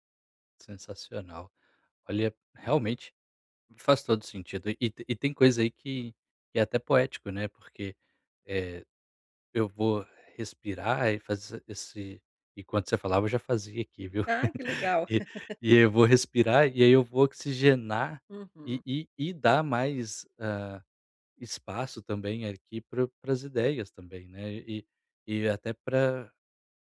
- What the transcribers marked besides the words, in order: chuckle
- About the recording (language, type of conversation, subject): Portuguese, advice, Como posso alternar entre tarefas sem perder o foco?